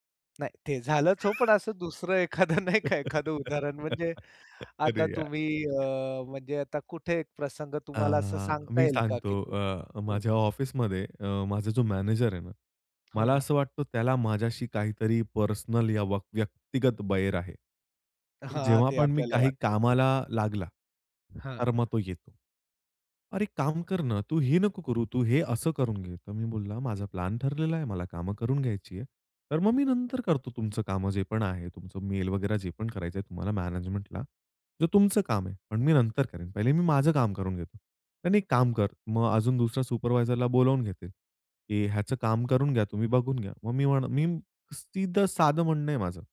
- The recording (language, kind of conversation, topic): Marathi, podcast, मधेच कोणी बोलत असेल तर तुम्ही काय करता?
- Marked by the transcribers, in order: tapping; snort; laughing while speaking: "एखादं नाही का एखादं उदाहरण म्हणजे"; laugh; unintelligible speech; other background noise